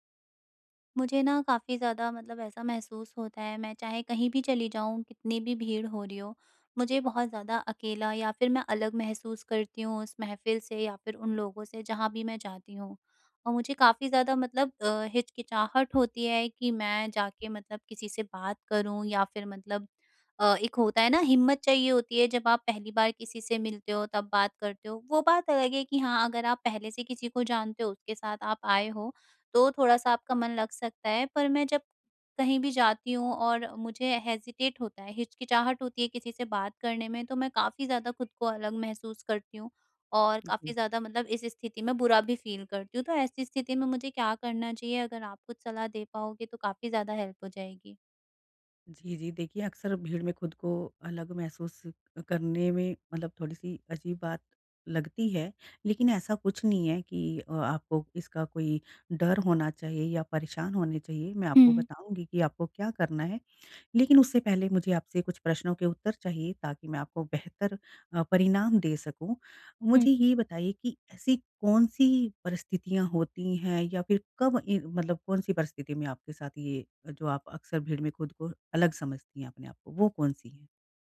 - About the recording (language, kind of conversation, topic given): Hindi, advice, भीड़ में खुद को अलग महसूस होने और शामिल न हो पाने के डर से कैसे निपटूँ?
- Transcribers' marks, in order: in English: "हेसिटेट"; tapping; in English: "फ़ील"; in English: "हेल्प"